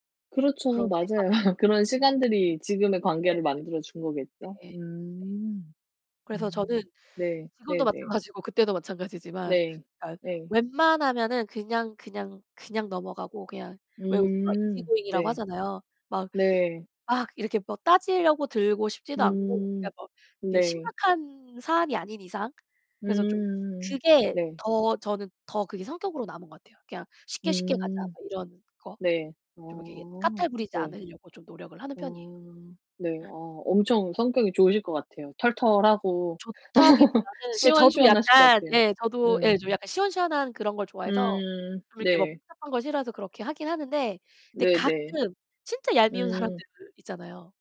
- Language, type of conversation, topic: Korean, unstructured, 친구와 처음 싸웠을 때 기분이 어땠나요?
- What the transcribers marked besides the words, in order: distorted speech; laughing while speaking: "맞아요"; drawn out: "음"; other background noise; laugh